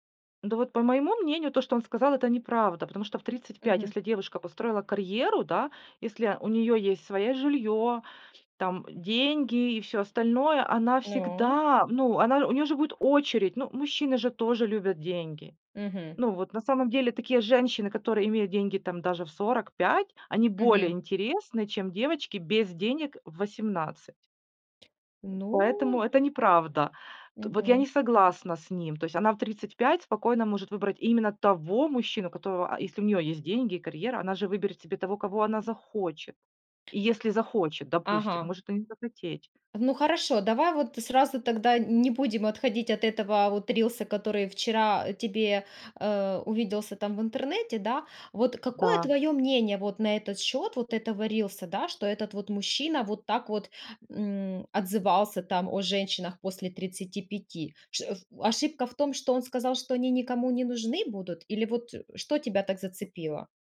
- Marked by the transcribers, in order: tapping
- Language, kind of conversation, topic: Russian, podcast, Как не утонуть в чужих мнениях в соцсетях?